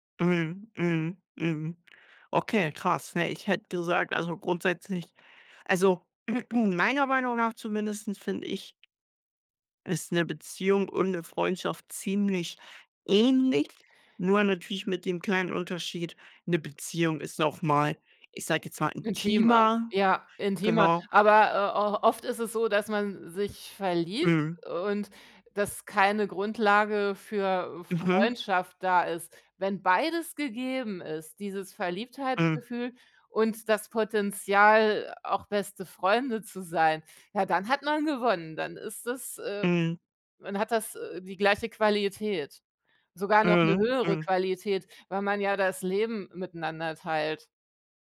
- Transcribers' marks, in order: throat clearing; "zumindest" said as "zumindestens"; tapping
- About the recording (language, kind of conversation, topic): German, unstructured, Was macht eine Freundschaft langfristig stark?